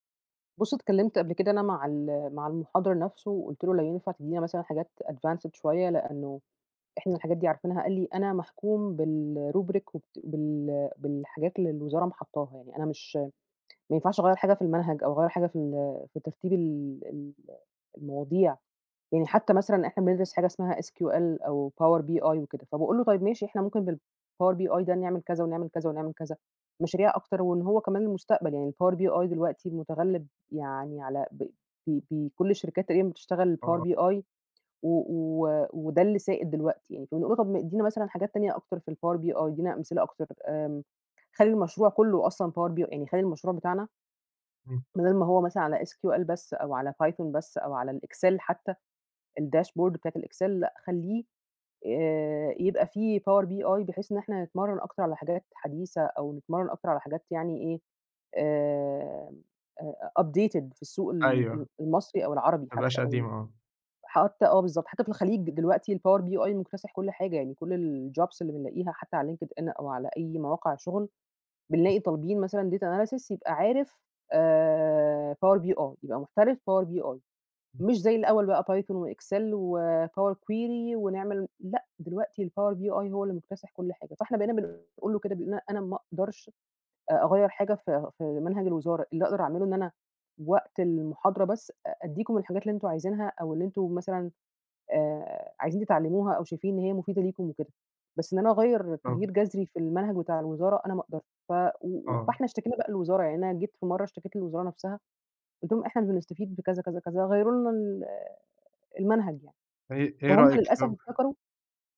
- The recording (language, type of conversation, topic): Arabic, advice, إزاي أقدر أتغلب على صعوبة إني أخلّص مشاريع طويلة المدى؟
- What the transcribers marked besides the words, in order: in English: "advanced"; in English: "بالrubric"; in English: "SQL"; in English: "Power BI"; in English: "بالPower BI"; in English: "Power BI"; in English: "Power BI"; in English: "الPower BI"; in English: "Power B"; in English: "SQL"; in English: "الdashboard"; in English: "power BI"; in English: "updated"; in English: "الpower BI"; in English: "الjobs"; in English: "data analysis"; in English: "Power BI"; in English: "Power BI"; in English: "الpower BI"; unintelligible speech